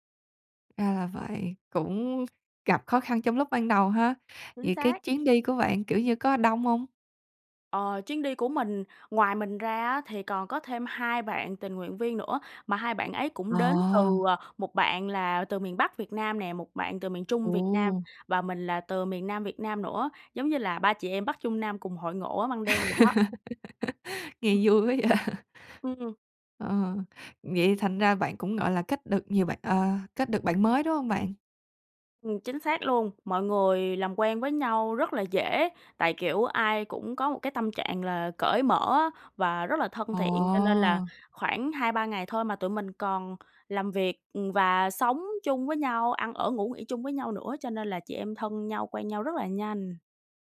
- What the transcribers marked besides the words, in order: tapping; laugh; laughing while speaking: "quá vậy?"; other background noise
- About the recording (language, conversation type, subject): Vietnamese, podcast, Bạn từng được người lạ giúp đỡ như thế nào trong một chuyến đi?